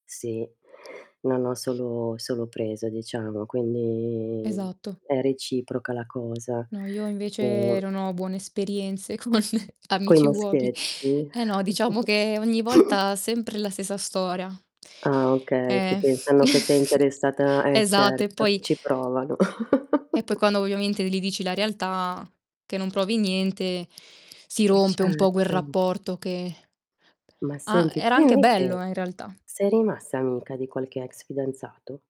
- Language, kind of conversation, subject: Italian, unstructured, Hai un amico che ti ha cambiato la vita?
- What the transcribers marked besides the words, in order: tapping; distorted speech; laughing while speaking: "con"; chuckle; static; chuckle; chuckle; other background noise